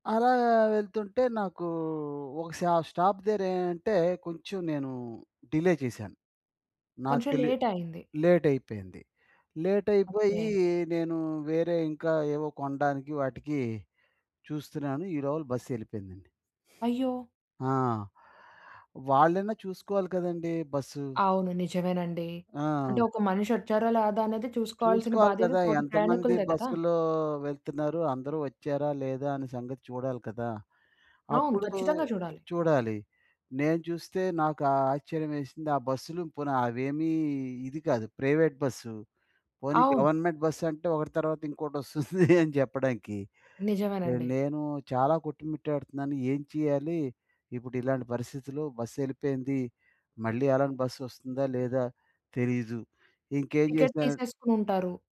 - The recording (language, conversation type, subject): Telugu, podcast, ఒకరికి క్షమాపణ చెప్పడం మాత్రమే సరిపోతుందా, లేక ఇంకేమైనా చేయాలా?
- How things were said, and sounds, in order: in English: "స్టాప్"; in English: "డిలే"; other background noise; in English: "ప్రైవేట్"; in English: "గవర్నమెంట్"; laughing while speaking: "ఇంకోటొస్తుంది"